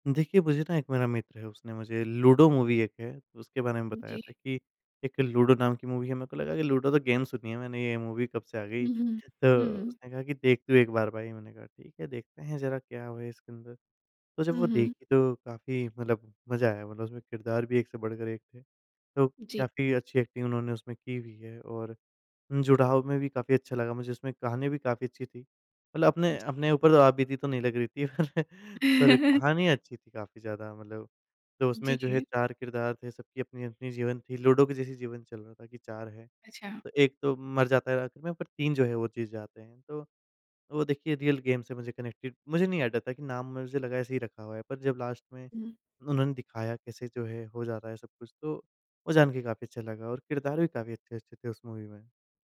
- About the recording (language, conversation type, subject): Hindi, podcast, किस तरह की फिल्मी शुरुआत आपको पहली ही मिनटों में अपनी ओर खींच लेती है?
- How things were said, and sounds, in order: chuckle; laugh